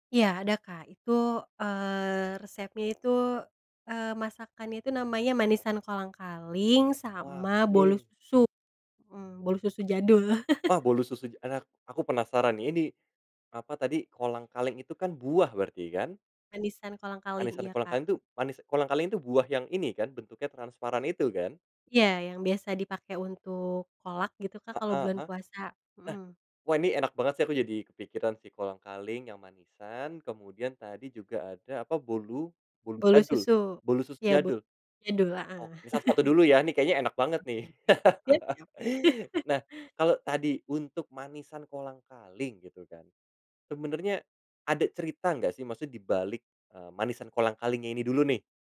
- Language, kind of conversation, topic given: Indonesian, podcast, Ada resep warisan keluarga yang pernah kamu pelajari?
- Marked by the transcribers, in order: chuckle; chuckle; laugh; chuckle